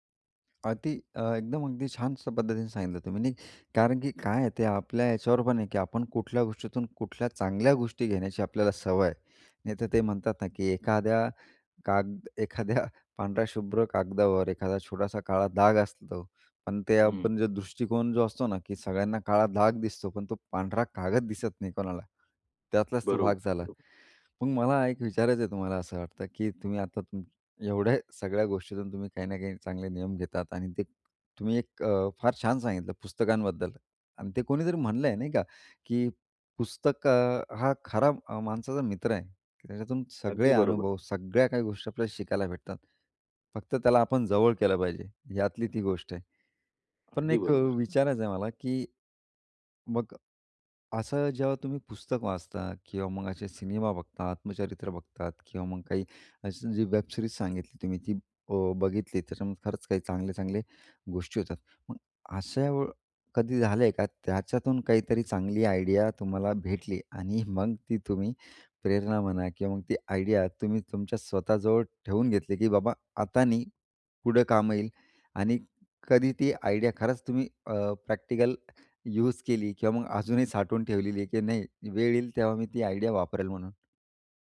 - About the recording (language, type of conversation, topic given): Marathi, podcast, कला आणि मनोरंजनातून तुम्हाला प्रेरणा कशी मिळते?
- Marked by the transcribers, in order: tapping; laughing while speaking: "एखाद्या"; laughing while speaking: "दिसत नाही"; in English: "वेबसिरीज"; in English: "आयडिया"; laughing while speaking: "मग"; in English: "आयडिया"; in English: "आयडिया"; in English: "आयडिया"